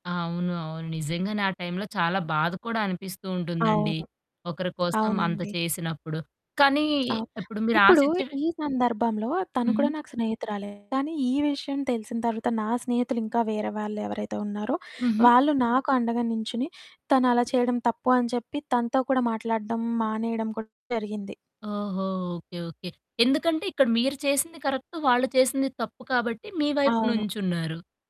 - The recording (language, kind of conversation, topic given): Telugu, podcast, జీవితంలో నీకు నిజమైన స్నేహితుడు అంటే ఎవరు?
- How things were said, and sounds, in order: other background noise; distorted speech; in English: "కరక్ట్"